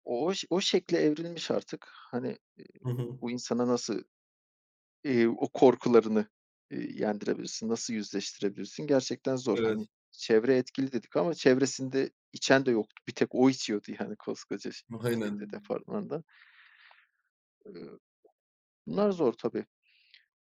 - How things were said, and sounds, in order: other background noise
- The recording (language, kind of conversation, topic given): Turkish, unstructured, Sizce kötü alışkanlıklardan kurtulurken en büyük korku nedir?
- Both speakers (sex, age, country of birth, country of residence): male, 35-39, Turkey, Germany; male, 35-39, Turkey, Poland